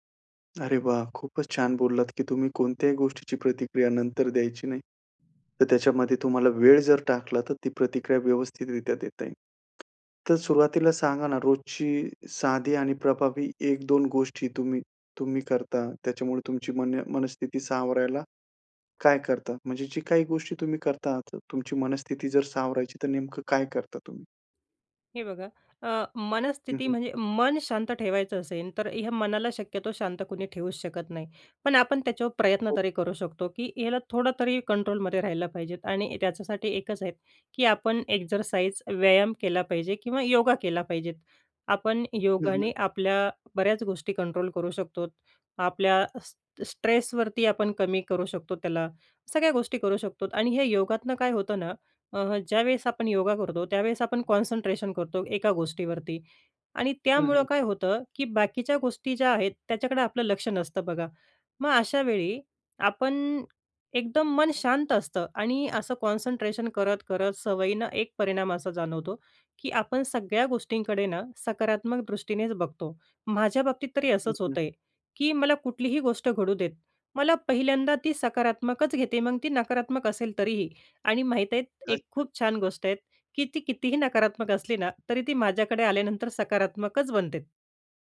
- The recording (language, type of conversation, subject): Marathi, podcast, मनःस्थिती टिकवण्यासाठी तुम्ही काय करता?
- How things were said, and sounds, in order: other background noise; unintelligible speech; in English: "कॉन्सन्ट्रेशन"; in English: "कॉन्सन्ट्रेशन"